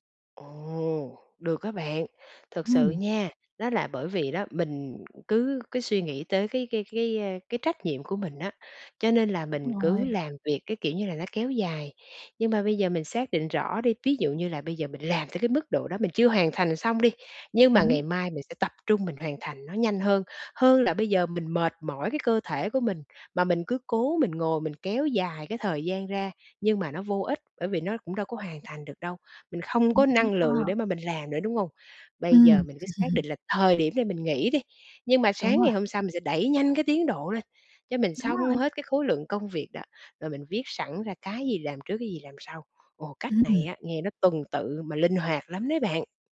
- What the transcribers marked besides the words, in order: tapping; other background noise; chuckle
- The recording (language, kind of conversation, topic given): Vietnamese, advice, Làm sao để cân bằng thời gian giữa công việc và cuộc sống cá nhân?